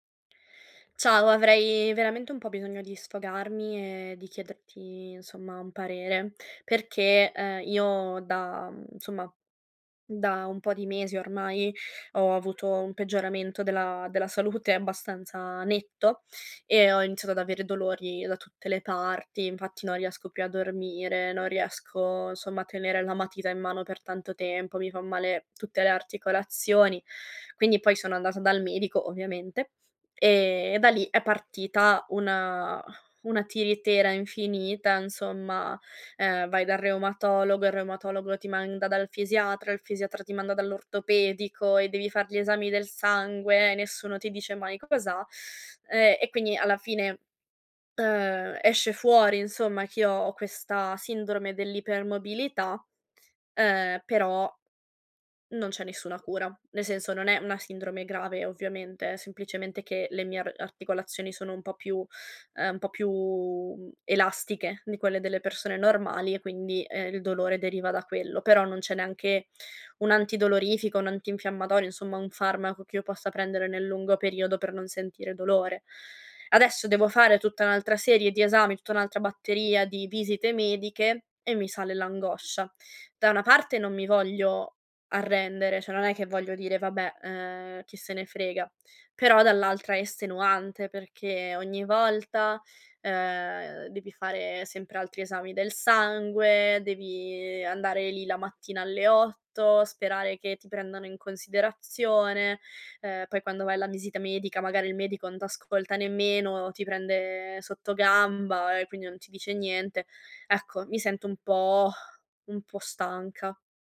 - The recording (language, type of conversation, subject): Italian, advice, Come posso gestire una diagnosi medica incerta mentre aspetto ulteriori esami?
- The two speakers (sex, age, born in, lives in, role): female, 25-29, Italy, Italy, user; female, 30-34, Italy, Italy, advisor
- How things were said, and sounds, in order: other background noise